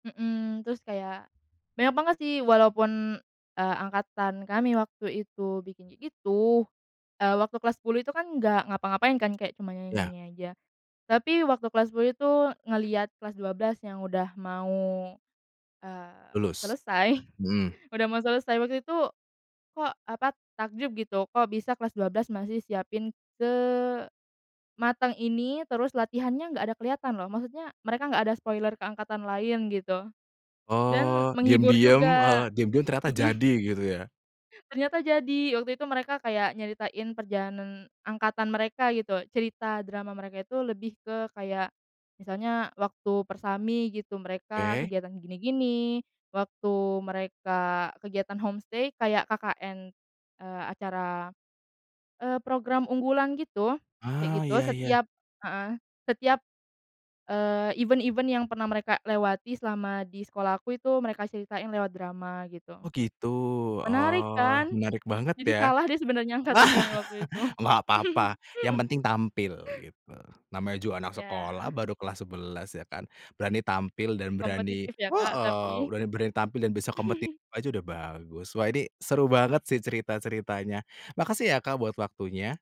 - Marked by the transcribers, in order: in English: "spoiler"; in English: "home-stay"; in English: "event-event"; laugh; chuckle; chuckle
- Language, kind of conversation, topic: Indonesian, podcast, Kamu punya kenangan sekolah apa yang sampai sekarang masih kamu ingat?